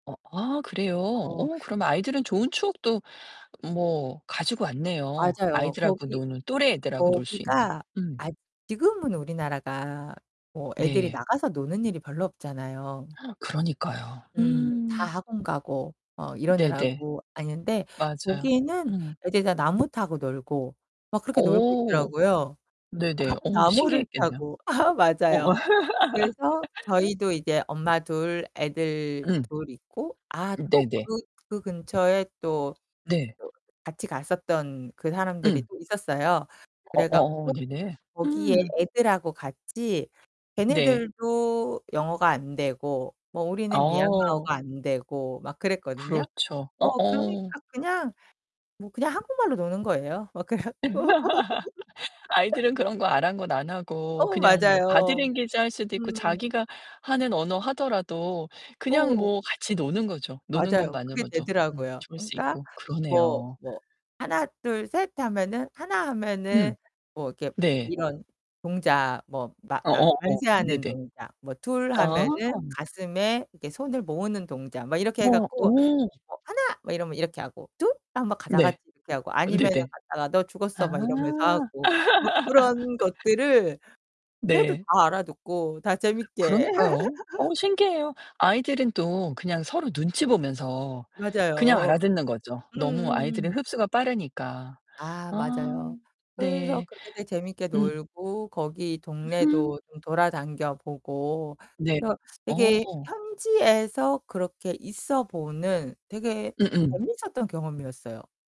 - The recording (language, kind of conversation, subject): Korean, podcast, 현지 가정에 초대받아 방문했던 경험이 있다면, 그때 기분이 어땠나요?
- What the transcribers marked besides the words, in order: distorted speech; other background noise; gasp; tapping; laughing while speaking: "아"; laugh; laugh; laughing while speaking: "그래 갖고"; laugh; put-on voice: "하나"; put-on voice: "둘"; laugh; laugh